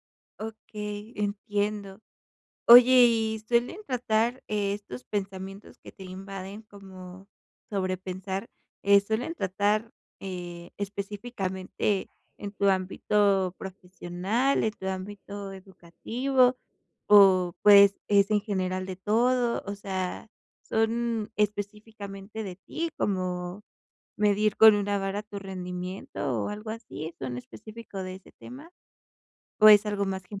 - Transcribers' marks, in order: none
- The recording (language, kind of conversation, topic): Spanish, advice, ¿Cómo puedo dejar de rumiar pensamientos negativos que me impiden dormir?